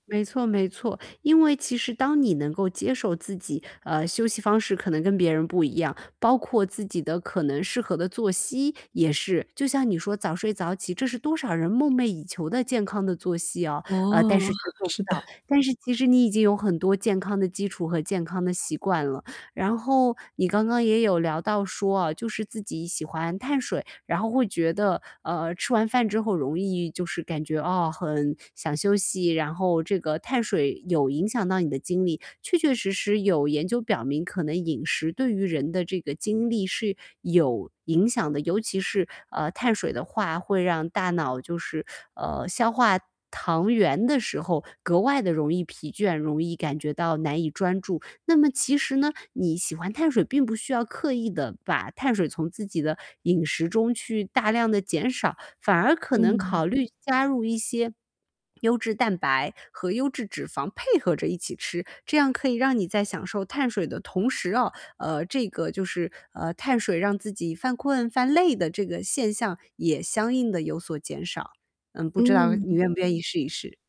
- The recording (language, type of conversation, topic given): Chinese, advice, 我怎样才能在一天中持续保持专注和动力？
- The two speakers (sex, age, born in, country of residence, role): female, 30-34, China, Germany, user; female, 30-34, China, United States, advisor
- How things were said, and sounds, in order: static; distorted speech; chuckle; other background noise; swallow